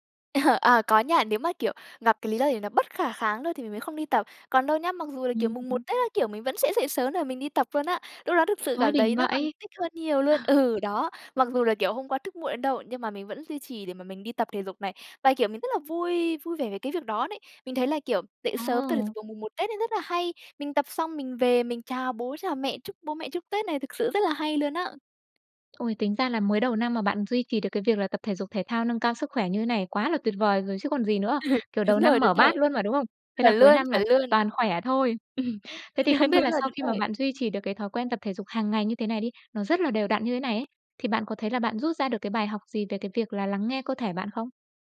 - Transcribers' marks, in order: laughing while speaking: "Ờ"; tapping; laugh; laughing while speaking: "Ừ"; laughing while speaking: "Ừ. Đúng rồi, đúng rồi"; laugh; laughing while speaking: "Ờ, đúng rồi"
- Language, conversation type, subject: Vietnamese, podcast, Bạn duy trì việc tập thể dục thường xuyên bằng cách nào?